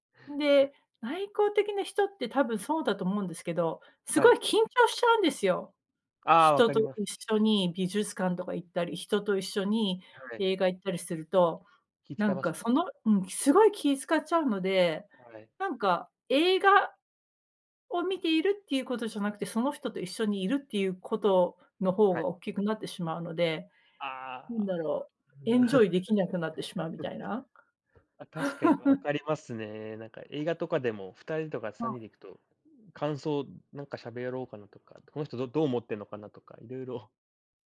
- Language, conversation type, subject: Japanese, unstructured, 最近、自分が成長したと感じたことは何ですか？
- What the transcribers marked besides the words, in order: other background noise; laugh; chuckle; tapping